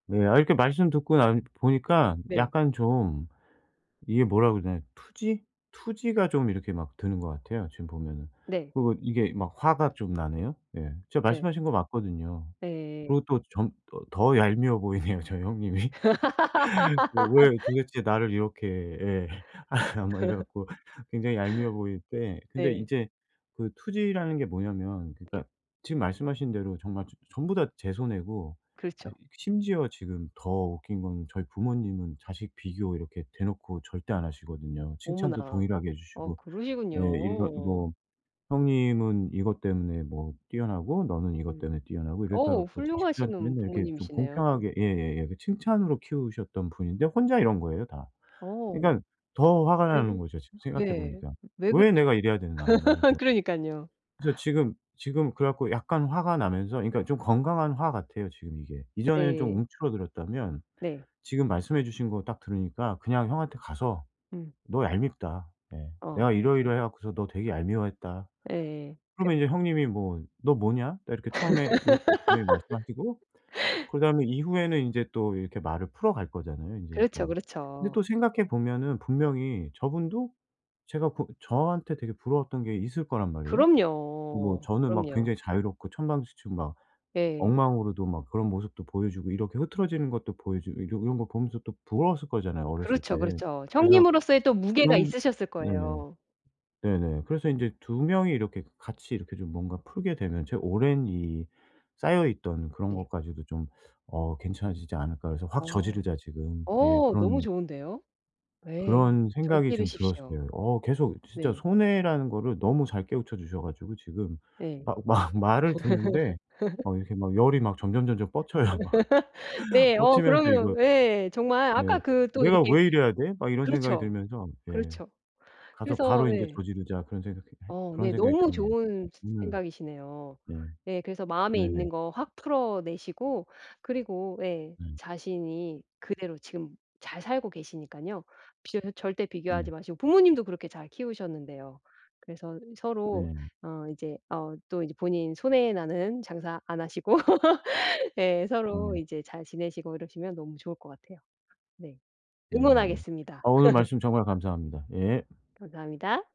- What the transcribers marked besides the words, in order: other noise; laughing while speaking: "보이네요, 저희 형님이"; laugh; laughing while speaking: "아 막 이래 갖고"; laugh; other background noise; laugh; laugh; laughing while speaking: "막"; laugh; laugh; laughing while speaking: "뻗쳐요, 막"; laugh; laugh
- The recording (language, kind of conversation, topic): Korean, advice, 형제자매 사이의 질투와 경쟁을 건강하게 어떻게 다룰 수 있을까요?